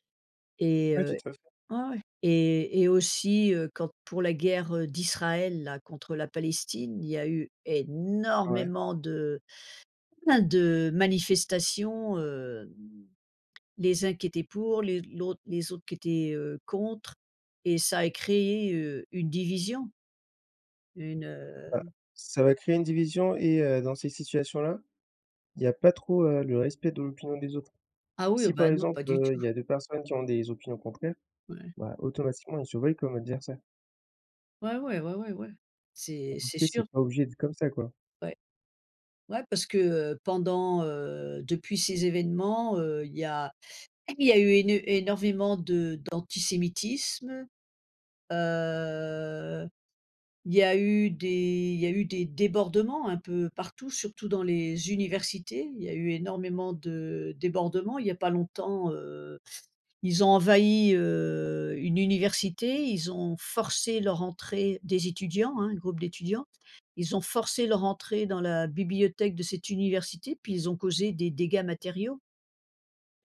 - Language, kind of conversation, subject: French, unstructured, Penses-tu que les réseaux sociaux divisent davantage qu’ils ne rapprochent les gens ?
- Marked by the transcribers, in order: stressed: "énormément"; other background noise; tapping; "énorvément" said as "énormément"; drawn out: "heu"